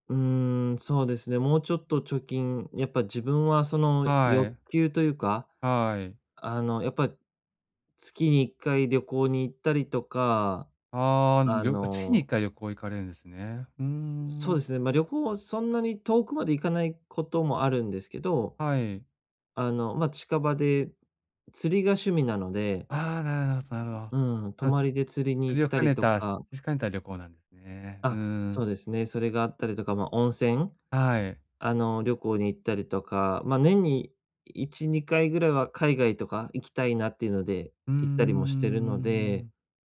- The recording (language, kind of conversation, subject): Japanese, advice, 楽しみを守りながら、どうやって貯金すればいいですか？
- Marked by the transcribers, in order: other noise